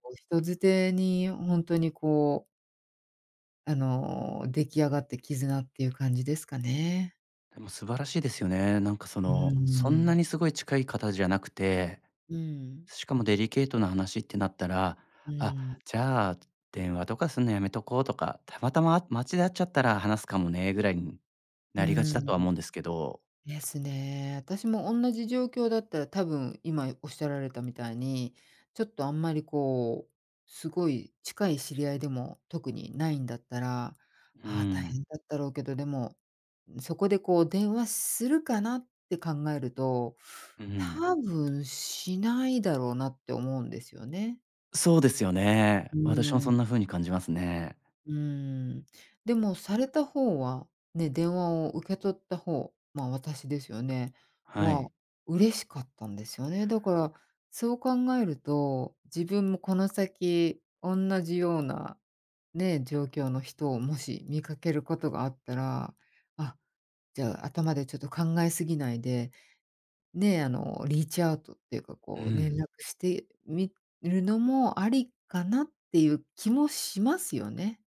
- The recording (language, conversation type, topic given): Japanese, podcast, 良いメンターの条件って何だと思う？
- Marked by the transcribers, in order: in English: "リーチアウト"